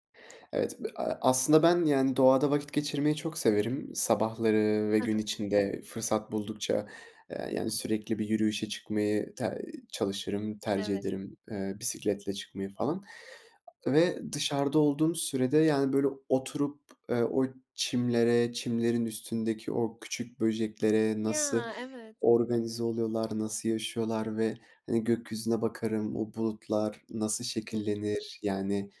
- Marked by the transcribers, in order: other noise; other background noise; tapping
- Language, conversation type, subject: Turkish, podcast, Doğada küçük şeyleri fark etmek sana nasıl bir bakış kazandırır?